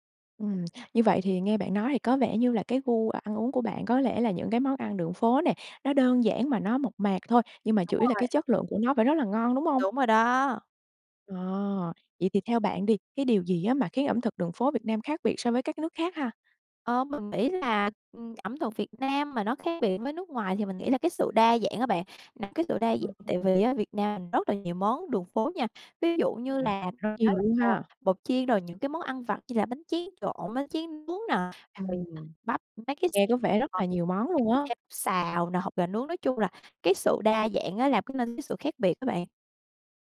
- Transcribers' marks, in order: unintelligible speech; unintelligible speech; tapping; unintelligible speech
- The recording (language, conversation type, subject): Vietnamese, podcast, Món ăn đường phố bạn thích nhất là gì, và vì sao?